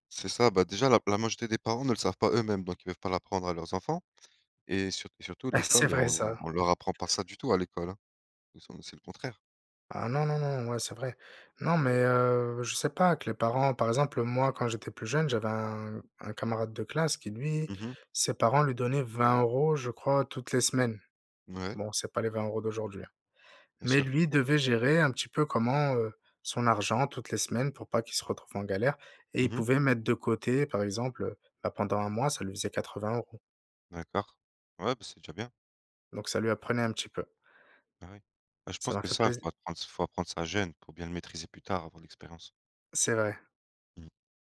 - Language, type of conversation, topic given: French, unstructured, Comment décidez-vous quand dépenser ou économiser ?
- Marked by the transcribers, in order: chuckle; tapping